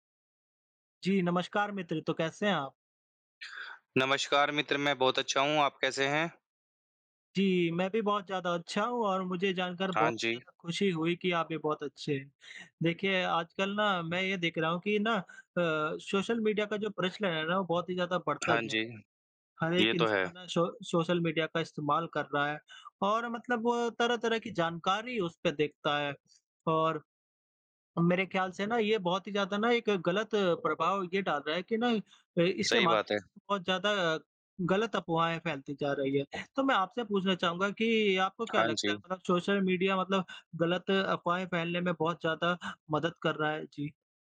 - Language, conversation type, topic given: Hindi, unstructured, क्या सोशल मीडिया झूठ और अफवाहें फैलाने में मदद कर रहा है?
- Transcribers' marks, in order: none